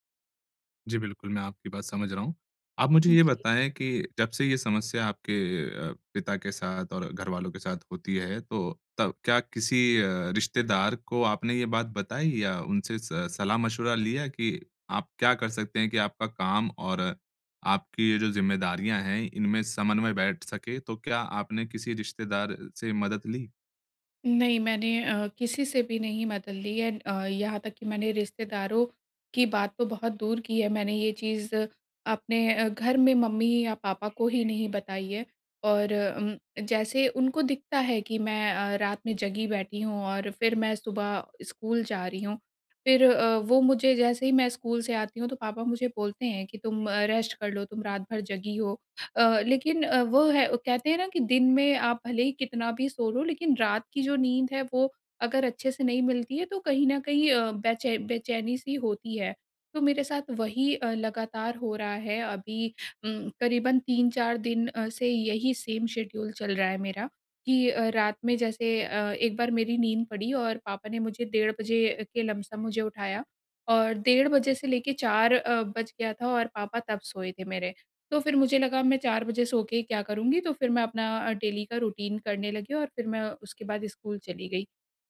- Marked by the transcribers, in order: other background noise; in English: "रेस्ट"; in English: "सेम शेड्यूल"; in English: "डेली"; in English: "रूटीन"
- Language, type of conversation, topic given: Hindi, advice, मैं काम और बुज़ुर्ग माता-पिता की देखभाल के बीच संतुलन कैसे बनाए रखूँ?